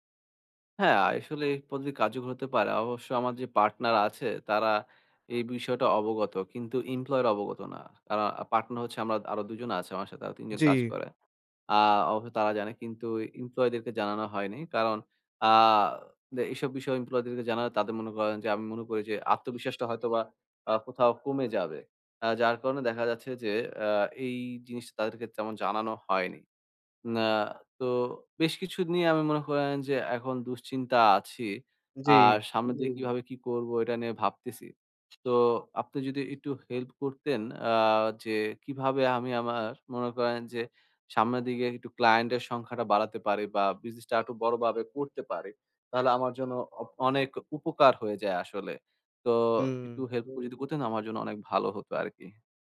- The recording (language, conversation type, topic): Bengali, advice, ব্যর্থতার পর কীভাবে আবার লক্ষ্য নির্ধারণ করে এগিয়ে যেতে পারি?
- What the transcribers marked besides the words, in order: other background noise